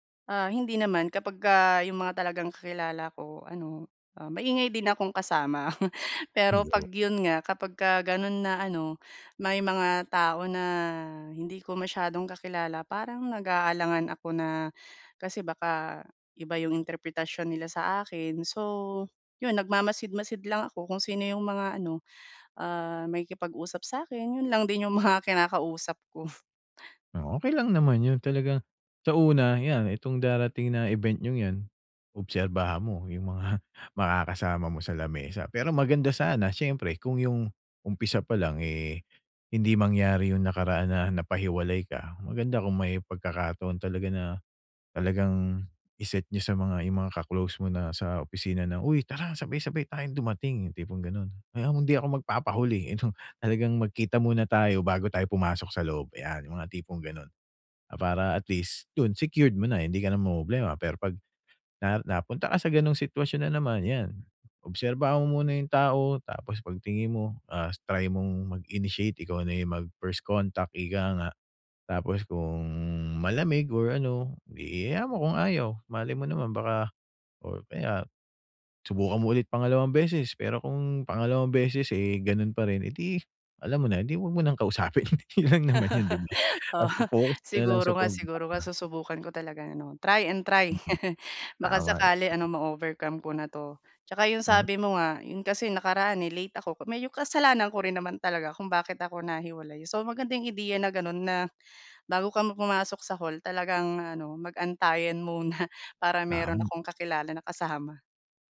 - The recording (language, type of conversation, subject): Filipino, advice, Paano ko mababawasan ang pag-aalala o kaba kapag may salu-salo o pagtitipon?
- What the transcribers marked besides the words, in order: chuckle; tapping; laughing while speaking: "kausapin. Yun lang naman yun ‘di ba"; laugh; chuckle